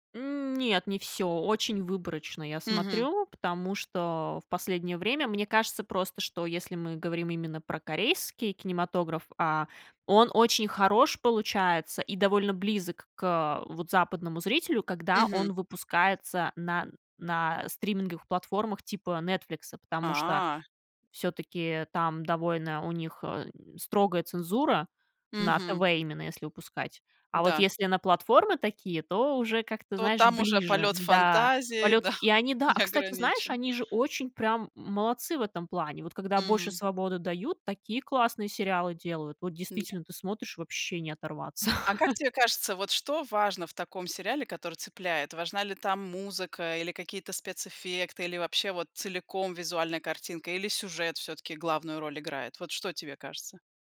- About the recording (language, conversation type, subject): Russian, podcast, Почему, по-твоему, сериалы так затягивают?
- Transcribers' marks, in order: laughing while speaking: "да"; other background noise; chuckle